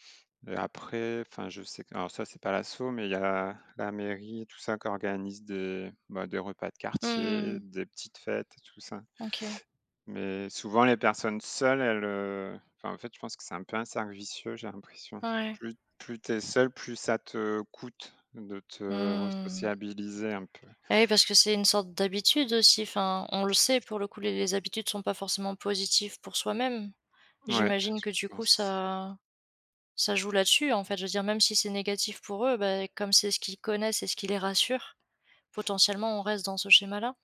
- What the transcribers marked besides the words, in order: other background noise; other noise; stressed: "coûte"; drawn out: "Mmh"
- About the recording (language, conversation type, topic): French, podcast, Comment peut-on aider concrètement les personnes isolées ?
- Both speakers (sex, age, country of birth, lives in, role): female, 25-29, France, France, host; male, 35-39, France, France, guest